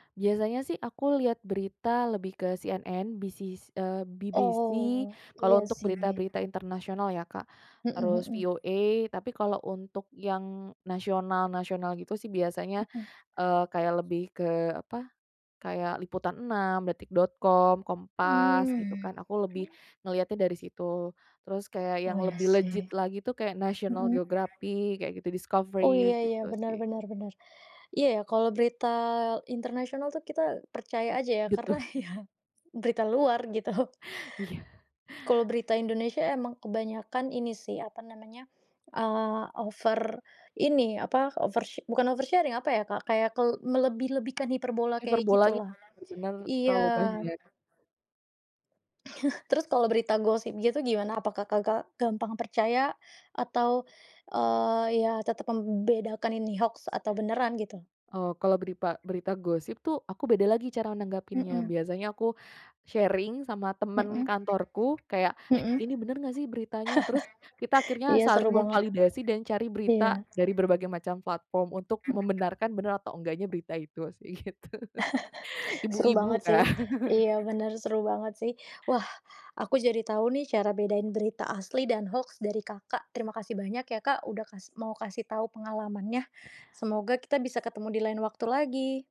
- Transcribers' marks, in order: other background noise; background speech; in English: "legit"; laughing while speaking: "Betu"; laughing while speaking: "ya"; laughing while speaking: "gitu"; in English: "over sharing"; chuckle; in English: "sharing"; chuckle; chuckle; laughing while speaking: "sih, gitu. Ibu-ibu kan"
- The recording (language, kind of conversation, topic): Indonesian, podcast, Bagaimana cara kamu membedakan berita asli dan hoaks di internet?